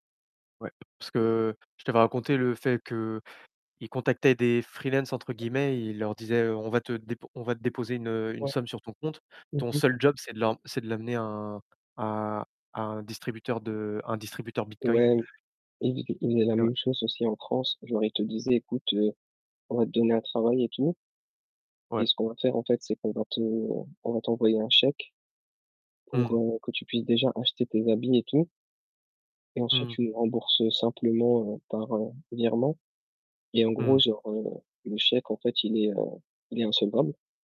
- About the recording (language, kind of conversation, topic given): French, unstructured, Que feriez-vous pour lutter contre les inégalités sociales ?
- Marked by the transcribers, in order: tapping; distorted speech